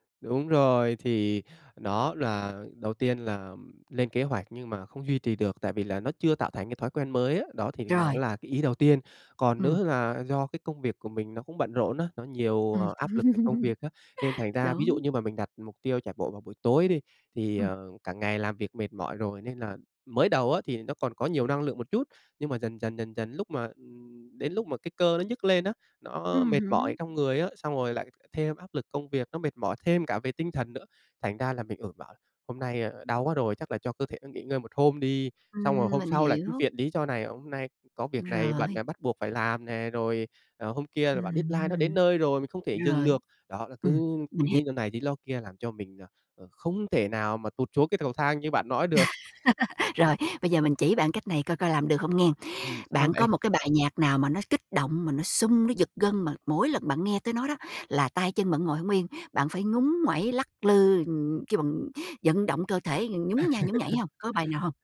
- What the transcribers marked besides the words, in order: laugh; tapping; in English: "deadline"; laugh; laugh
- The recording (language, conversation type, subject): Vietnamese, advice, Làm sao để khắc phục việc thiếu trách nhiệm khiến bạn không duy trì được thói quen mới?